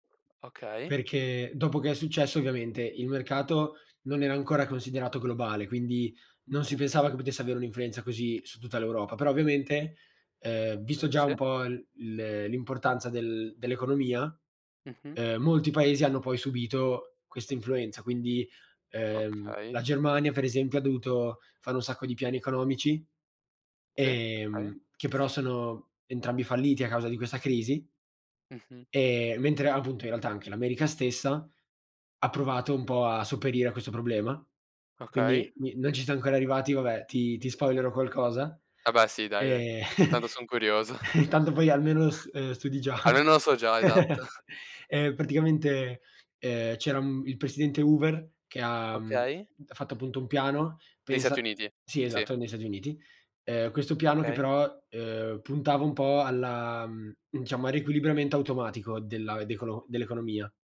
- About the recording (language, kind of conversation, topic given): Italian, unstructured, Qual è un evento storico che ti ha sempre incuriosito?
- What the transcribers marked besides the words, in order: tapping; other background noise; chuckle